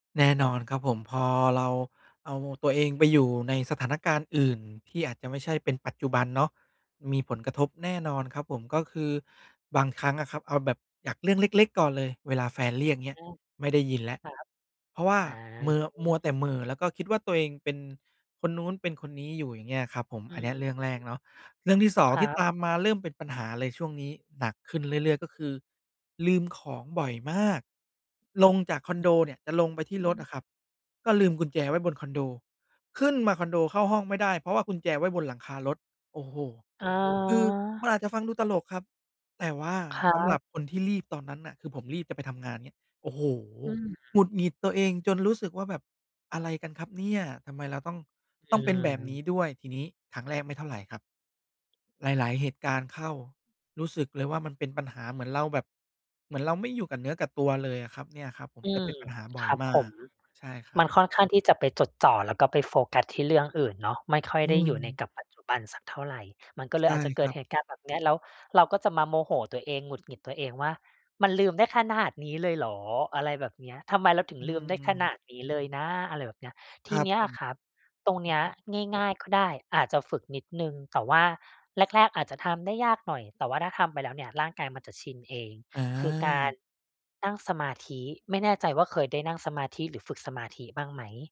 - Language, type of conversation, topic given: Thai, advice, ทำไมฉันถึงอยู่กับปัจจุบันไม่ได้และเผลอเหม่อคิดเรื่องอื่นตลอดเวลา?
- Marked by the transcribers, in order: other noise; tapping; other background noise